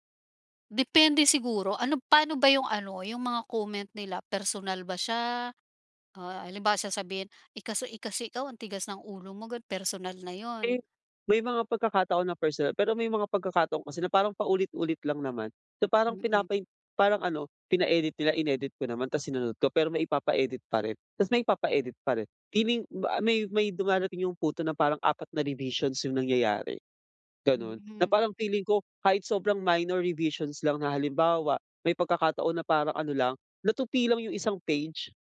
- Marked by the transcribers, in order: in English: "minor revisions"
- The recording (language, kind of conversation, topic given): Filipino, advice, Paano ako mananatiling kalmado kapag tumatanggap ako ng kritisismo?